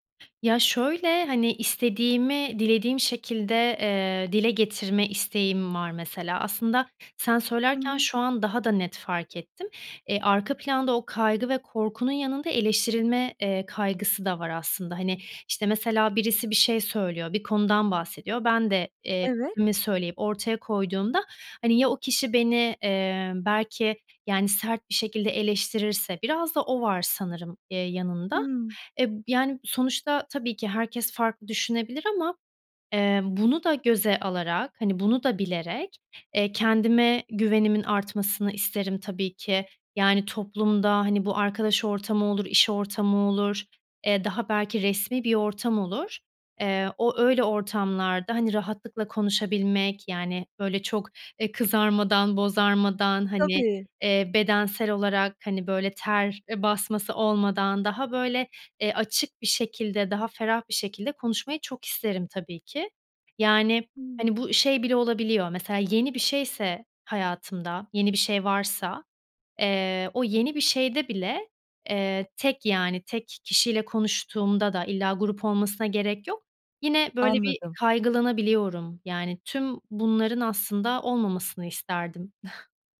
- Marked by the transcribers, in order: tapping; other background noise; chuckle
- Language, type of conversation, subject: Turkish, advice, Topluluk önünde konuşurken neden özgüven eksikliği yaşıyorum?